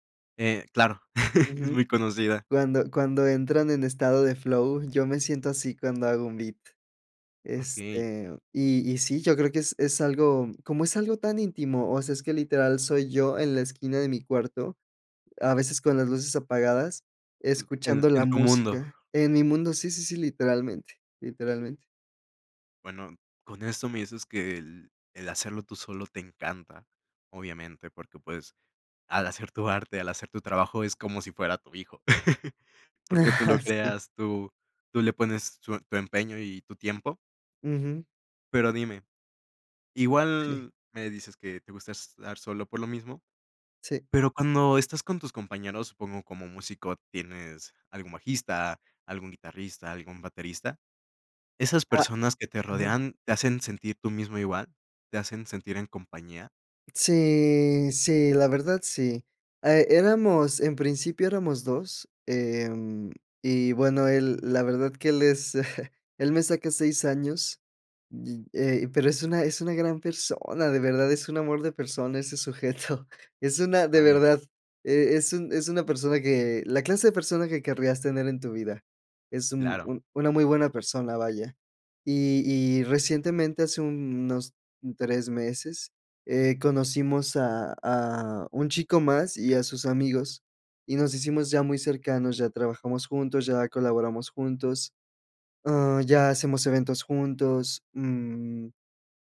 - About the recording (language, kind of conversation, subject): Spanish, podcast, ¿Qué parte de tu trabajo te hace sentir más tú mismo?
- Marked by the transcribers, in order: chuckle; chuckle; chuckle; laughing while speaking: "sujeto"